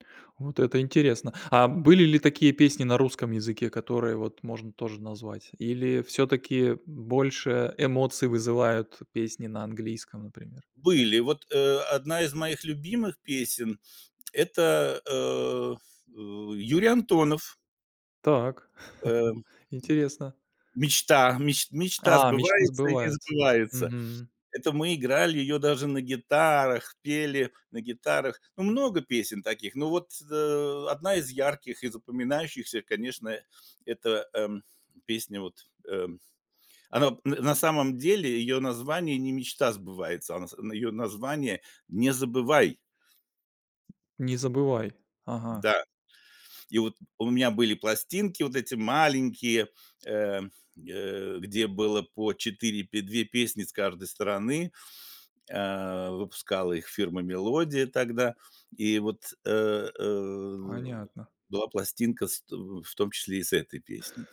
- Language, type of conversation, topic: Russian, podcast, Какая песня мгновенно поднимает тебе настроение?
- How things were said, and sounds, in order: other background noise; chuckle; other noise; tapping